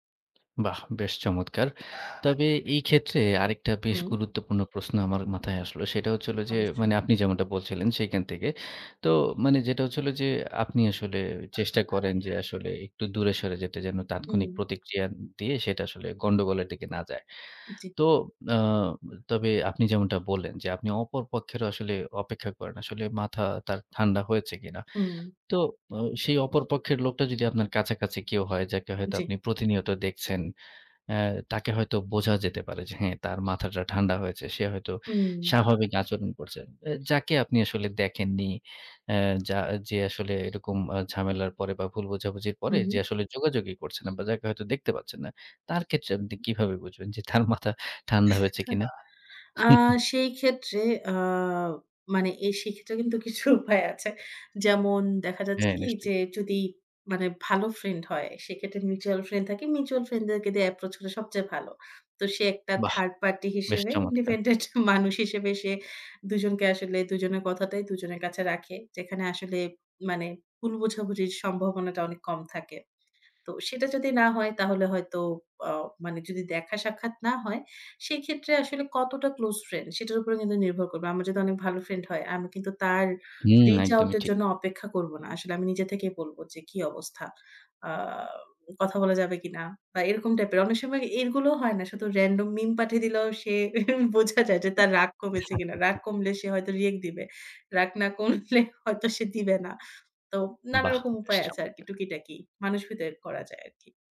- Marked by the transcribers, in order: other background noise; "সেইখান" said as "সেইকান"; other noise; tapping; "ক্ষেত্রে" said as "কেত্রে"; "আপনি" said as "আপদি"; laughing while speaking: "তার মাথা"; chuckle; laughing while speaking: "কিছু উপায় আছে"; in English: "approach"; laughing while speaking: "ইন্ডিপেন্ডেন্ট মানুষ হিসেবে"; in English: "reach out"; in English: "random meme"; chuckle; laughing while speaking: "বোঝা যায় যে তার রাগ কমেছে কিনা"; chuckle; in English: "react"; laughing while speaking: "কমলে হয়তো সে দিবে না"; "ভিতরে" said as "ফিতের"
- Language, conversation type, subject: Bengali, podcast, অনলাইনে ভুল বোঝাবুঝি হলে তুমি কী করো?